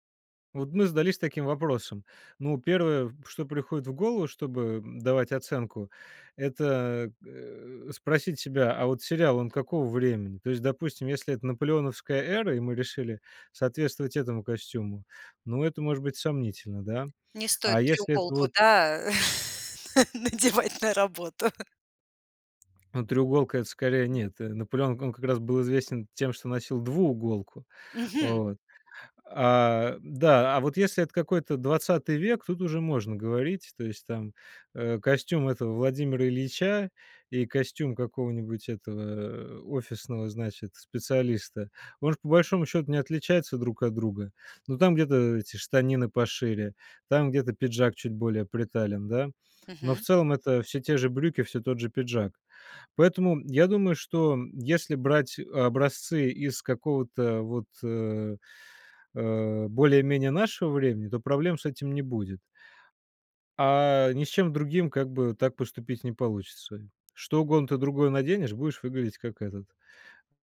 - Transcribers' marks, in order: laughing while speaking: "на надевать на работу?"; tapping; other background noise
- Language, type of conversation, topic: Russian, podcast, Какой фильм или сериал изменил твоё чувство стиля?